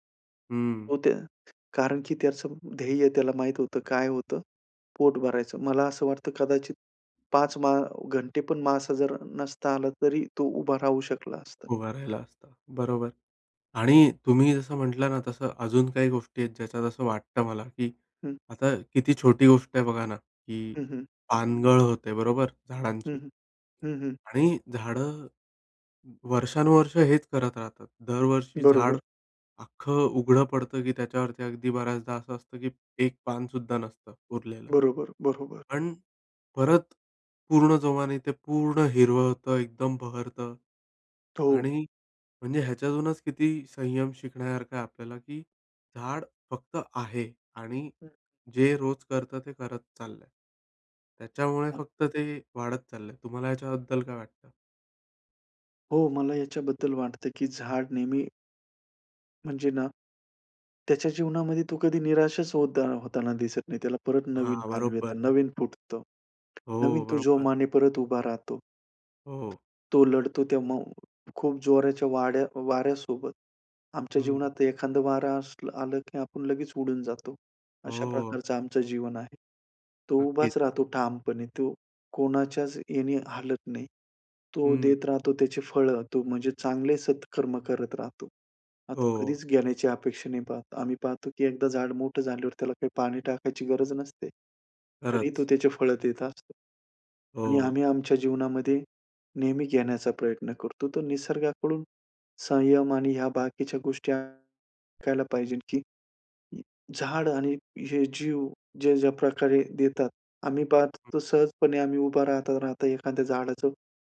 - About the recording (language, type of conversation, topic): Marathi, podcast, निसर्गाकडून तुम्हाला संयम कसा शिकायला मिळाला?
- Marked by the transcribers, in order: tapping; other background noise